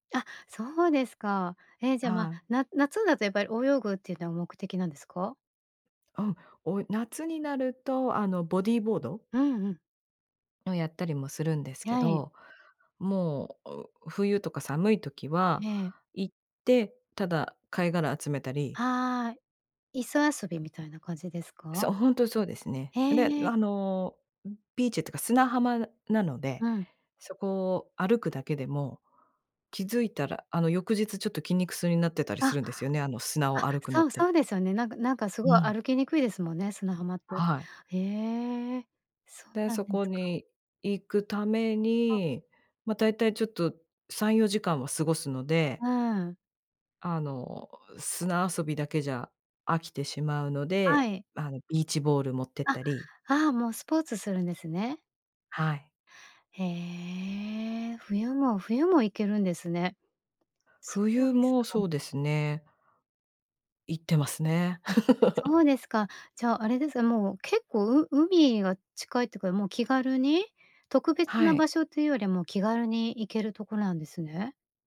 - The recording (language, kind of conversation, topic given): Japanese, podcast, 週末はご家族でどんなふうに過ごすことが多いですか？
- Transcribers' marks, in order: laugh